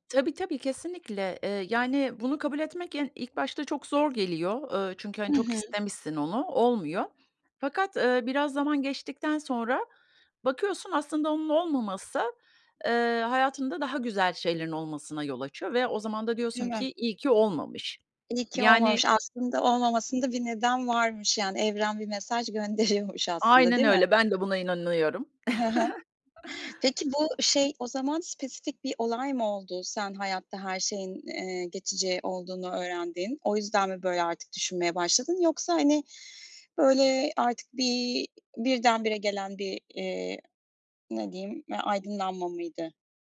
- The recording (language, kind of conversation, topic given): Turkish, podcast, Hayatta öğrendiğin en önemli ders nedir?
- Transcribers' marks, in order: laughing while speaking: "gönderiyormuş"; chuckle; tapping